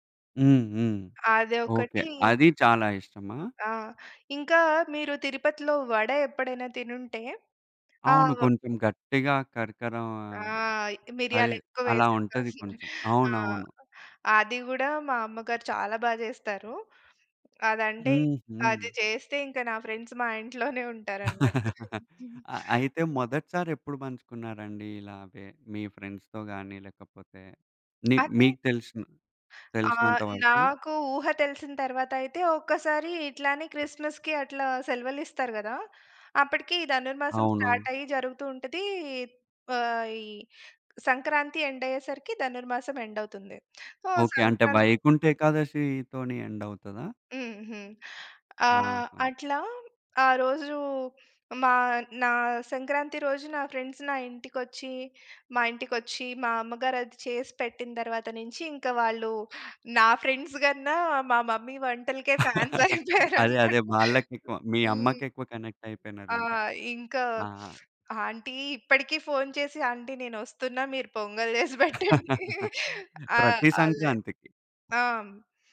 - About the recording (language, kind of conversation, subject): Telugu, podcast, వంటకాన్ని పంచుకోవడం మీ సామాజిక సంబంధాలను ఎలా బలోపేతం చేస్తుంది?
- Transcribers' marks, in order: chuckle; in English: "ఫ్రెండ్స్"; giggle; chuckle; in English: "ఫ్రెండ్స్‌తో"; in English: "స్టార్ట్"; in English: "ఎండ్"; in English: "ఎండ్"; in English: "సో"; in English: "ఎండ్"; in English: "ఫ్రెండ్స్"; in English: "ఫ్రెండ్స్"; in English: "మమ్మీ"; in English: "ఫ్యాన్స్"; giggle; laughing while speaking: "అయిపోయారు అన్నమాట"; in English: "కనెక్ట్"; sniff; in English: "ఆంటీ"; in English: "ఆంటీ"; giggle; laughing while speaking: "చేసి పెట్టండి"